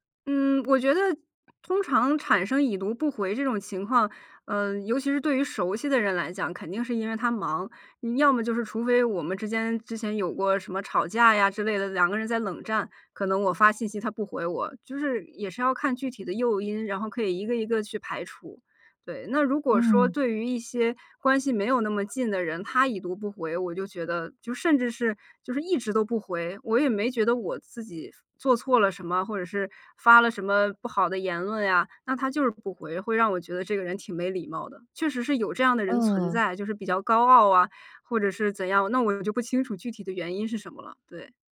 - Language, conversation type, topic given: Chinese, podcast, 看到对方“已读不回”时，你通常会怎么想？
- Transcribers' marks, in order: other background noise